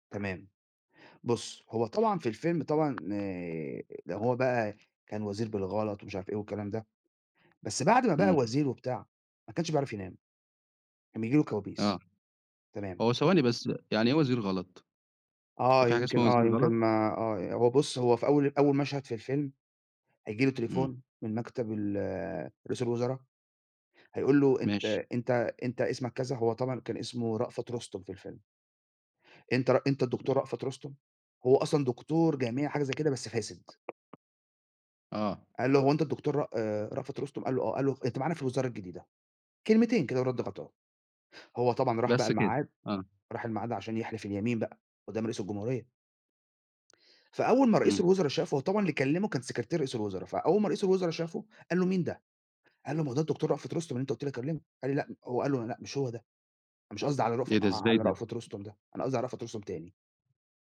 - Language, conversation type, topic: Arabic, podcast, إيه آخر فيلم خلّاك تفكّر بجد، وليه؟
- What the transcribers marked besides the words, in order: tapping; other background noise; other noise